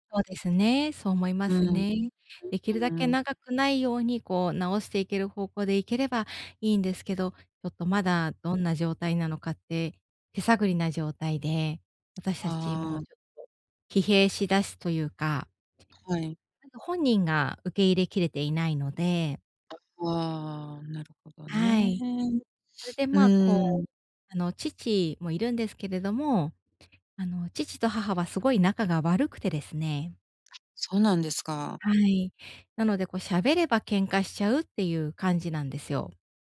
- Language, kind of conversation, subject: Japanese, advice, 介護と仕事をどのように両立すればよいですか？
- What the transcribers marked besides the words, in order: unintelligible speech; other background noise